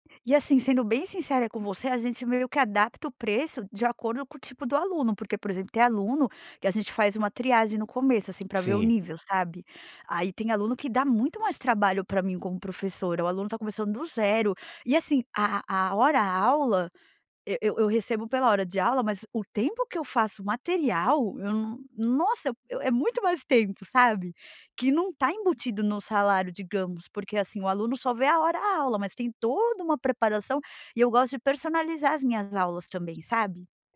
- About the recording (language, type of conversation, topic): Portuguese, advice, Como posso pedir um aumento de salário?
- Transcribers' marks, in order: none